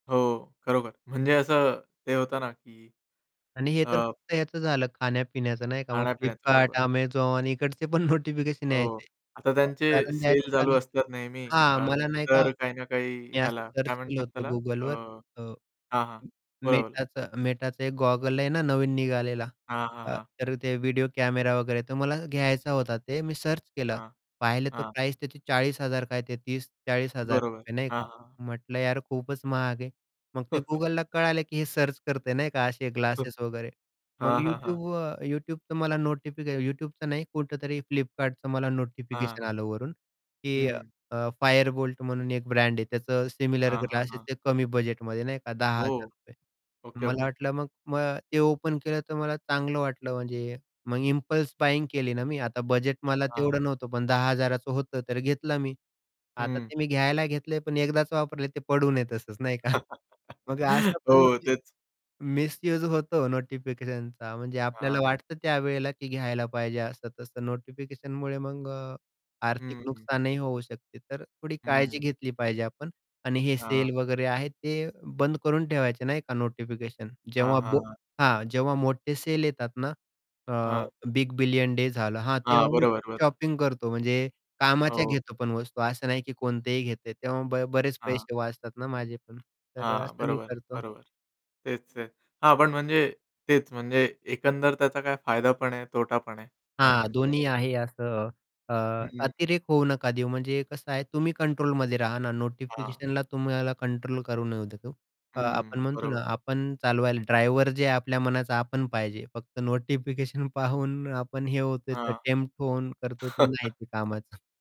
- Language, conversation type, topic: Marathi, podcast, स्मार्टफोनवरील सूचना तुम्ही कशा नियंत्रणात ठेवता?
- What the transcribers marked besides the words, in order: static; distorted speech; laughing while speaking: "पण"; tapping; in English: "सर्च"; in English: "सर्च"; chuckle; in English: "सर्च"; chuckle; in English: "ओपन"; in English: "इम्पल्स बायिंग"; chuckle; in English: "शॉपिंग"; in English: "टेम्प्ट"; chuckle